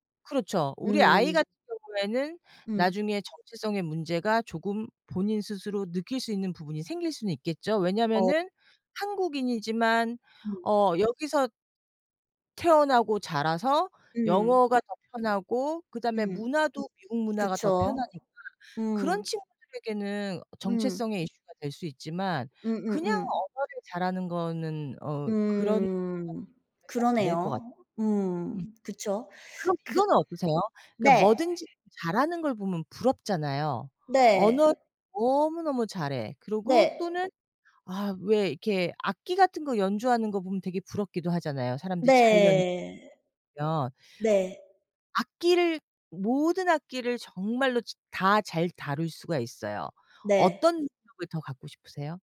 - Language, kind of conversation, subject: Korean, unstructured, 모든 언어를 유창하게 말하는 것과 모든 악기를 능숙하게 연주하는 것 중 어떤 능력을 갖고 싶으신가요?
- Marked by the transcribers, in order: other background noise; unintelligible speech; unintelligible speech